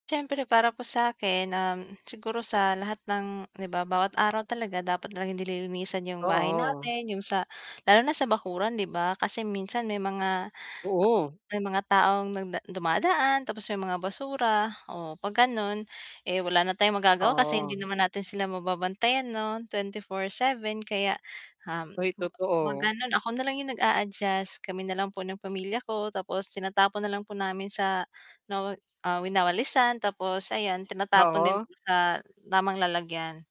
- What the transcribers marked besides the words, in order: tapping; static; distorted speech
- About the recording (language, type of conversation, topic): Filipino, unstructured, Paano ka nakakatulong upang mapanatili ang kalinisan ng kapaligiran?